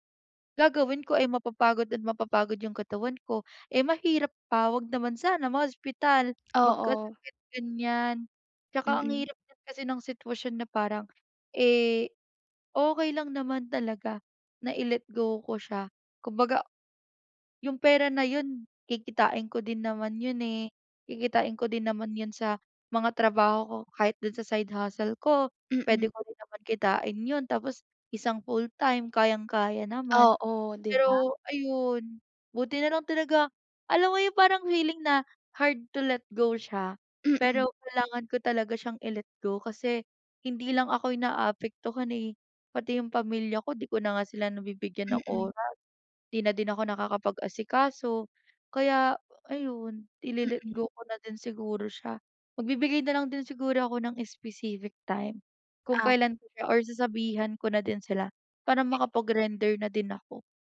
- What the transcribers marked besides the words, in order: other background noise; tapping
- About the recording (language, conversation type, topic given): Filipino, advice, Paano ako makakapagtuon kapag madalas akong nadidistract at napapagod?